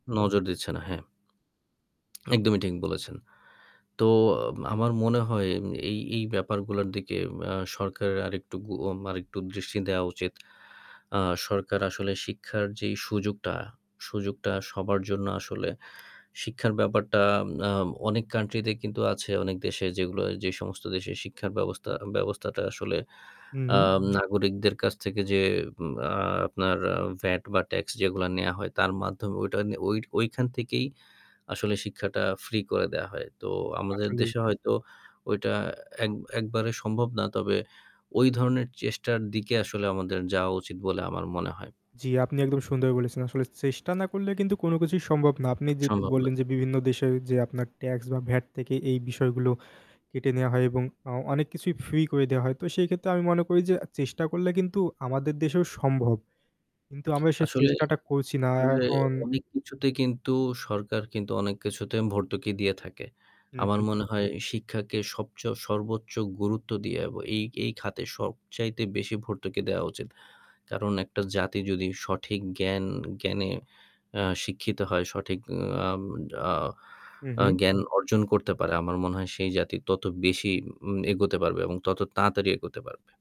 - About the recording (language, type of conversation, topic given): Bengali, unstructured, সবার জন্য শিক্ষার সুযোগ সমান হওয়া কেন উচিত?
- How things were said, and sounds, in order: static; tapping; distorted speech; lip smack